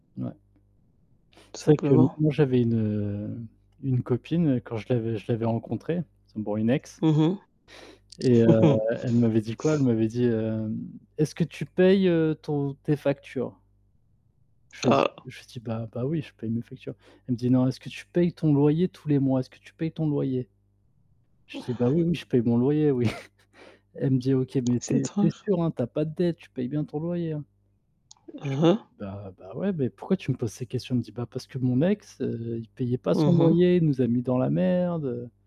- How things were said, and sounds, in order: mechanical hum; tapping; distorted speech; other background noise; laugh; laughing while speaking: "oui"; chuckle
- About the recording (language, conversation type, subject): French, unstructured, As-tu déjà eu peur de ne pas pouvoir payer tes factures ?
- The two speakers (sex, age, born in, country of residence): female, 40-44, France, United States; male, 30-34, France, France